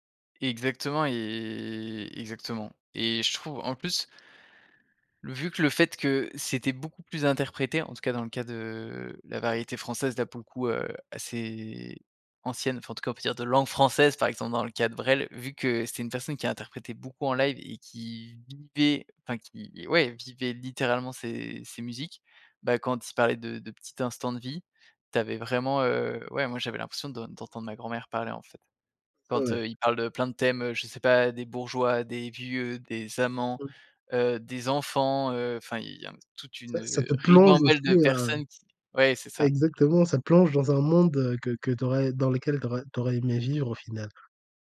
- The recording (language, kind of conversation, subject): French, podcast, Comment ta culture a-t-elle influencé tes goûts musicaux ?
- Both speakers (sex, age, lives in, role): male, 20-24, France, host; male, 30-34, France, guest
- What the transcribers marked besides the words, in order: drawn out: "et"; stressed: "langue française"; stressed: "plonge"